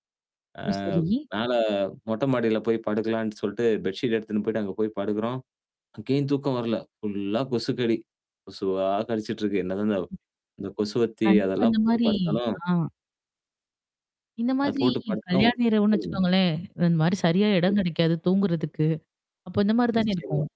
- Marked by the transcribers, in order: static; distorted speech; other noise
- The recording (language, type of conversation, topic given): Tamil, podcast, குடும்பத்தினரும் நண்பர்களும் சேர்ந்து கொண்ட உங்களுக்கு மிகவும் பிடித்த நினைவைக் கூற முடியுமா?